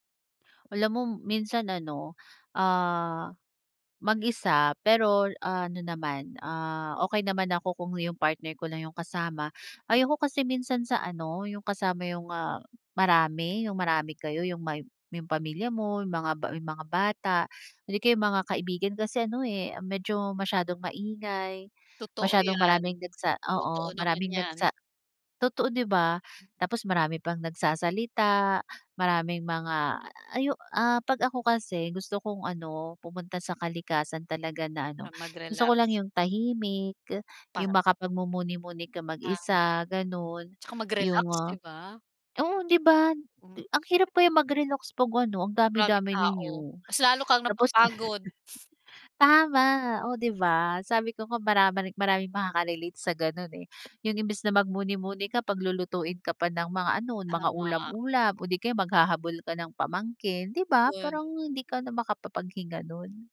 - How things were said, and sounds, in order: laugh; tapping
- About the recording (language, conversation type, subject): Filipino, podcast, Anu-ano ang maliliit na bagay sa kalikasan na nagpapasaya sa iyo?